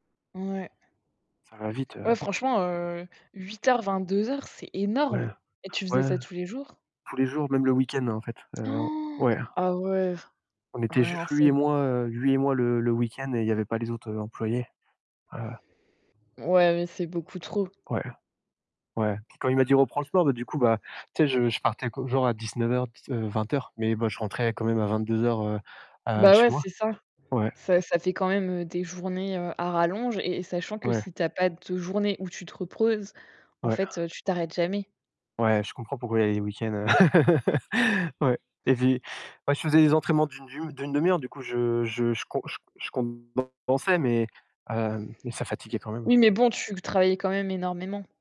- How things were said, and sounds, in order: stressed: "énorme"; other background noise; gasp; distorted speech; tapping; mechanical hum; "reposes" said as "reproses"; laugh; static
- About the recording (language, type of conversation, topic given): French, unstructured, Comment convaincre quelqu’un qu’il a besoin de faire une pause ?